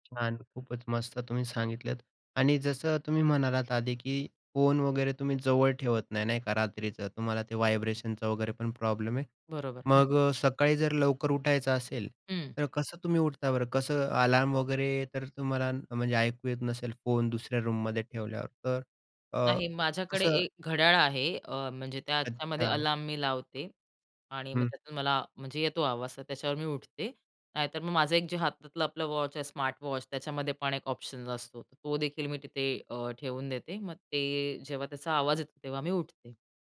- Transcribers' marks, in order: other background noise; tapping
- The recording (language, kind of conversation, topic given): Marathi, podcast, सकाळी उठल्यावर तुम्ही सर्वात आधी काय करता?